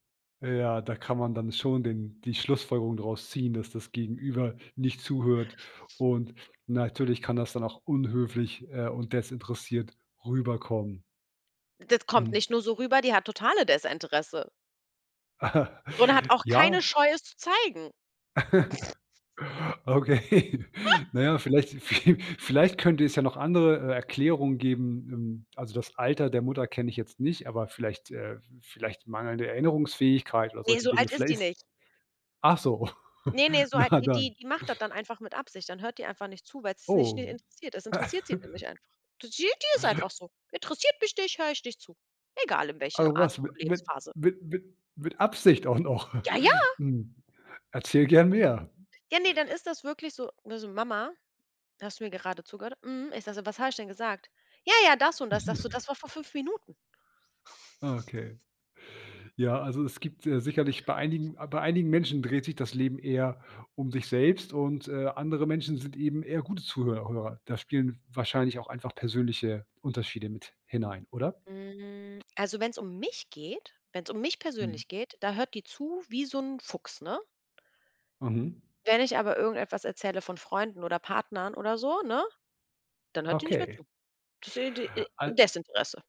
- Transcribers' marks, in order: laugh; laugh; laughing while speaking: "Okay"; other noise; laughing while speaking: "viel"; laugh; chuckle; laughing while speaking: "na dann"; laugh; put-on voice: "Die die ist einfach so. Interessiert mich nicht, höre ich nicht zu"; laughing while speaking: "auch noch"; chuckle; laughing while speaking: "Mhm"
- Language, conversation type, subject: German, podcast, Wie geht ihr damit um, wenn jemand euch einfach nicht zuhört?